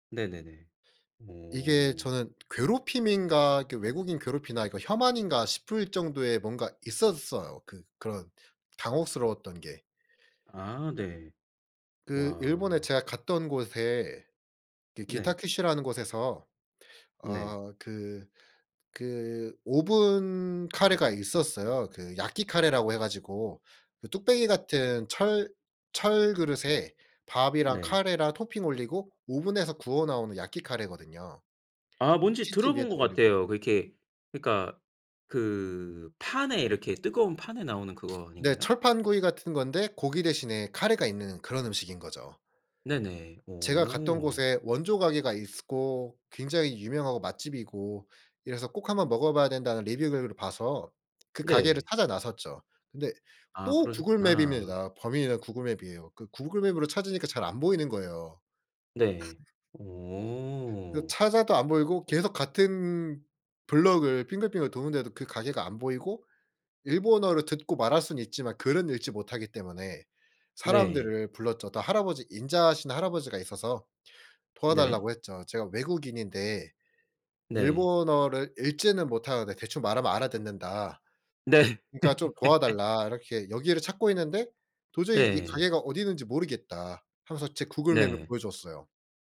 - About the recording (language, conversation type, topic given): Korean, podcast, 여행 중 길을 잃었을 때 어떻게 해결했나요?
- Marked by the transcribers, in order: other background noise; tapping; laughing while speaking: "네"; laugh